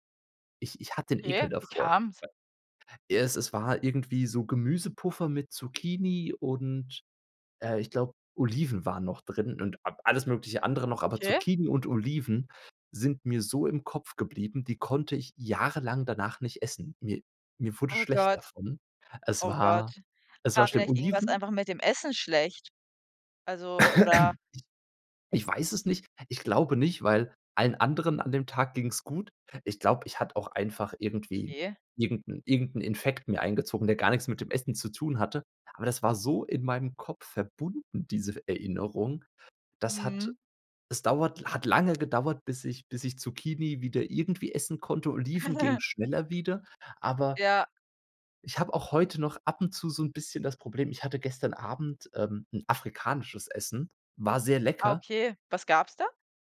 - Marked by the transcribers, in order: other background noise; cough; chuckle
- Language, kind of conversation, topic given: German, unstructured, Hast du eine Erinnerung, die mit einem bestimmten Essen verbunden ist?